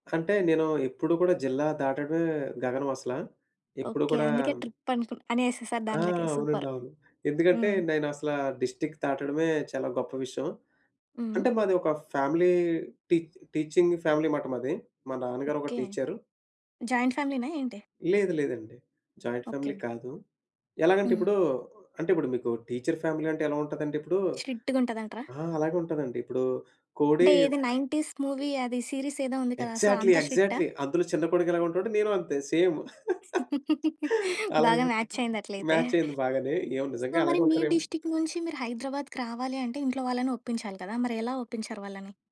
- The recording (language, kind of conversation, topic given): Telugu, podcast, ఒంటరి ప్రయాణంలో సురక్షితంగా ఉండేందుకు మీరు పాటించే ప్రధాన నియమాలు ఏమిటి?
- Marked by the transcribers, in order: in English: "ట్రిప్"; in English: "సూపర్!"; in English: "డిస్ట్రిక్ట్"; in English: "ఫ్యామిలీ టీ టీచింగ్ ఫ్యామిలీ"; in English: "జాయింట్ ఫ్యామిలీనా"; in English: "జాయింట్ ఫ్యామిలీ"; in English: "టీచర్ ఫ్యామిలీ"; in English: "స్ట్రిక్ట్‌గా"; in English: "నైన్టీస్ మూవీ"; in English: "సీరీస్"; in English: "ఎగ్జాక్ట్‌లీ. ఎగ్జాక్ట్‌లీ"; in English: "సో"; laugh; in English: "మాచ్"; in English: "సేమ్"; chuckle; in English: "మాచ్"; in English: "సో"; in English: "డిస్ట్రిక్ట్"